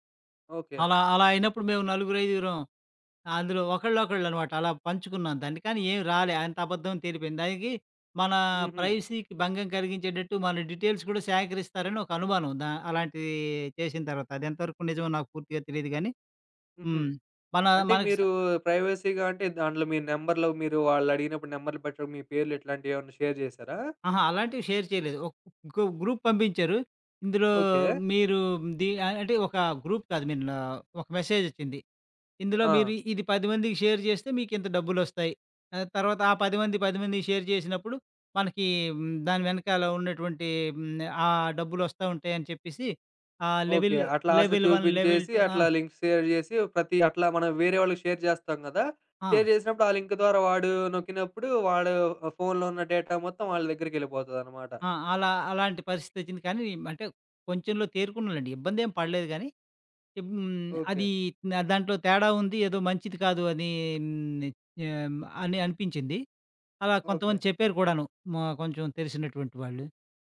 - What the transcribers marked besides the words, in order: other background noise; in English: "ప్రైవసీకి"; in English: "డీటెయిల్స్"; in English: "ప్రైవసీగా"; in English: "షేర్"; in English: "షేర్"; in English: "గ్రూప్"; in English: "గ్రూప్"; in English: "మెసేజ్"; in English: "షేర్"; in English: "షేర్"; in English: "లెవెల్, లెవెల్ వన్ లెవెల్ టూ"; in English: "లింక్ షేర్"; in English: "షేర్"; in English: "షేర్"; in English: "డేటా"
- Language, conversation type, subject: Telugu, podcast, సామాజిక మాధ్యమాల్లో మీ పనిని సమర్థంగా ఎలా ప్రదర్శించాలి?